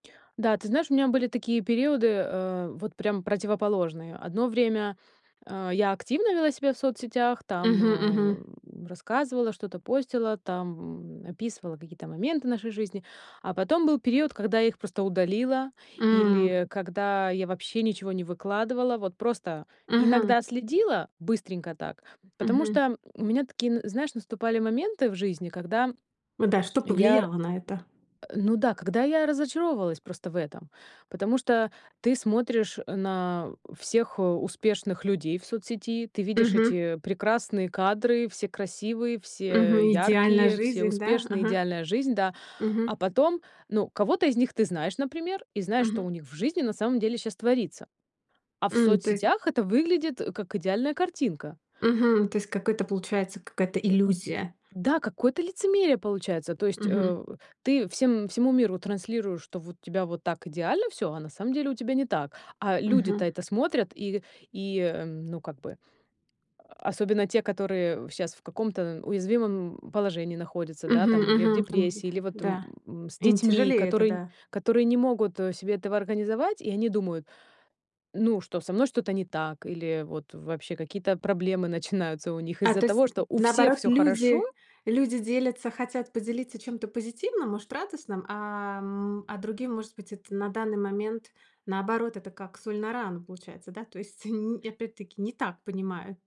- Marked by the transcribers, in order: other background noise; tapping
- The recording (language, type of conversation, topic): Russian, podcast, Как социальные сети меняют реальные взаимоотношения?